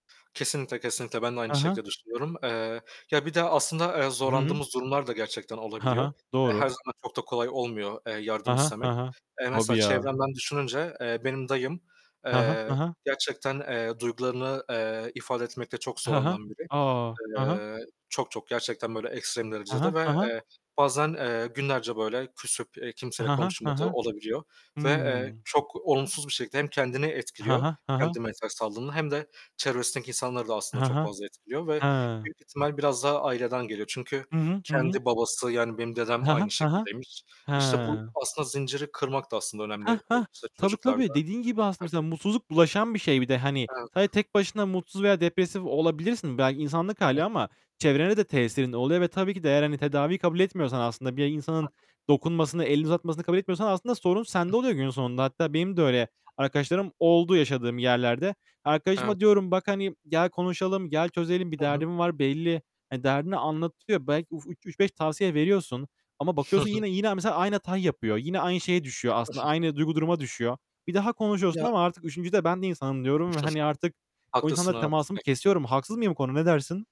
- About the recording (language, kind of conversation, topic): Turkish, unstructured, Duygusal zorluklar yaşarken yardım istemek neden zor olabilir?
- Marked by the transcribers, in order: static; other background noise; tapping; other noise; background speech; giggle; giggle; unintelligible speech